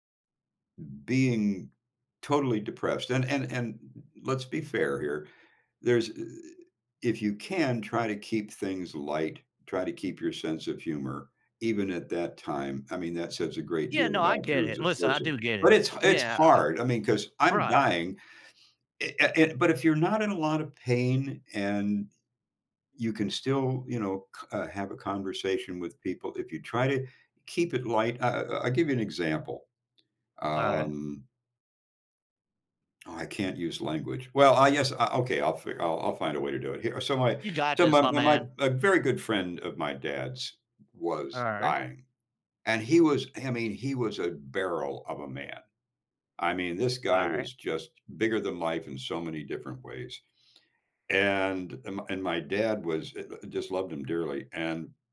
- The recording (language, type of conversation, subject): English, unstructured, How can I use humor to ease tension with someone I love?
- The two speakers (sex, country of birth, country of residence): male, United States, United States; male, United States, United States
- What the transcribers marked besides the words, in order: tapping; other background noise; unintelligible speech